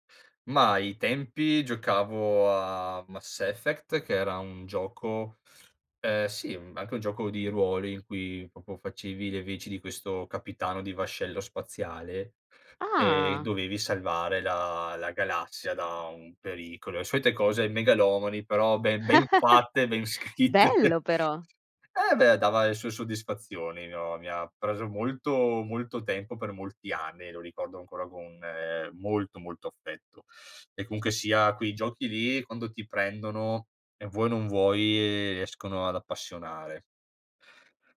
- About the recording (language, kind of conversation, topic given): Italian, podcast, Quale gioco d'infanzia ricordi con più affetto e perché?
- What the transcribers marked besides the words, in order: "proprio" said as "propo"; chuckle; laughing while speaking: "scritte"